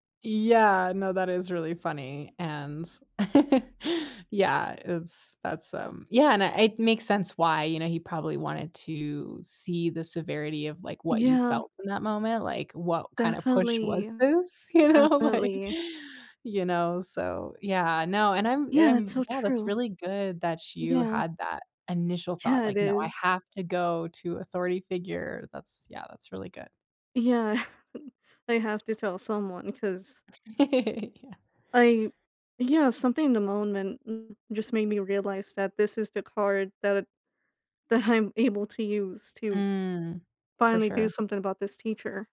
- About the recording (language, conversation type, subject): English, advice, How can I build confidence to stand up for my values more often?
- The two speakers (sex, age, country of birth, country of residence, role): female, 25-29, United States, United States, advisor; female, 25-29, United States, United States, user
- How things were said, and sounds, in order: laugh; laughing while speaking: "You know? Like"; chuckle; chuckle; laughing while speaking: "I'm"